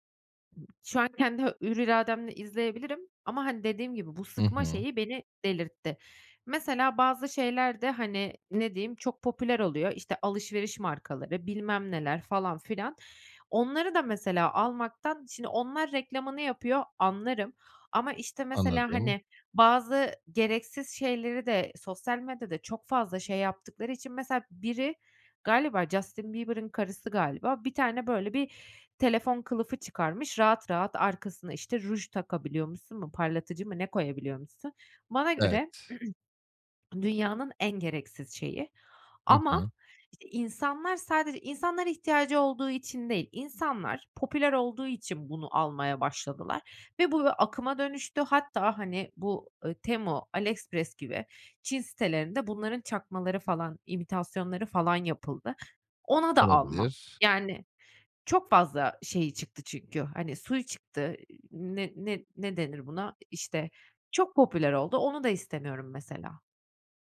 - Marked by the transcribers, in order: other background noise; throat clearing
- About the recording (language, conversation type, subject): Turkish, advice, Trendlere kapılmadan ve başkalarıyla kendimi kıyaslamadan nasıl daha az harcama yapabilirim?